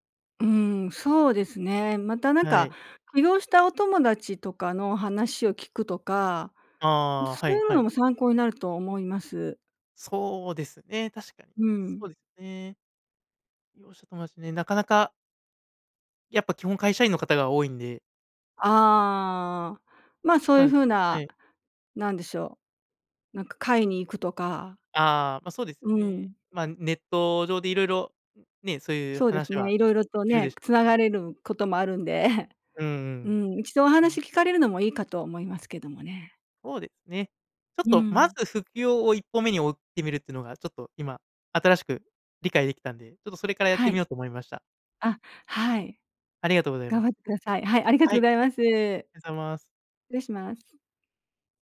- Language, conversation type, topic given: Japanese, advice, 起業すべきか、それとも安定した仕事を続けるべきかをどのように判断すればよいですか？
- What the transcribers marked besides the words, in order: "ありがとうございます" said as "あざます"